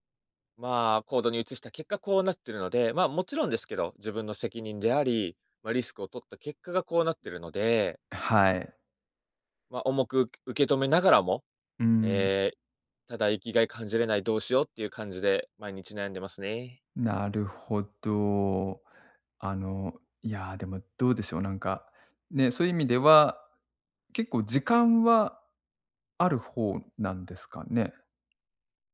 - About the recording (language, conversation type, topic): Japanese, advice, 退職後、日々の生きがいや自分の役割を失ったと感じるのは、どんなときですか？
- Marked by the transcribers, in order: none